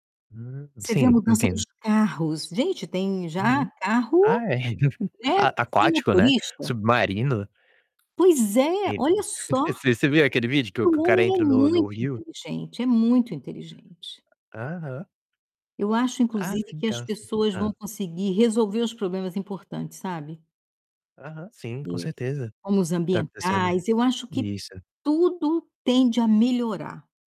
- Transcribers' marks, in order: tapping; distorted speech; chuckle; laugh
- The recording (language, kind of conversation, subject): Portuguese, unstructured, O que mais te anima em relação ao futuro?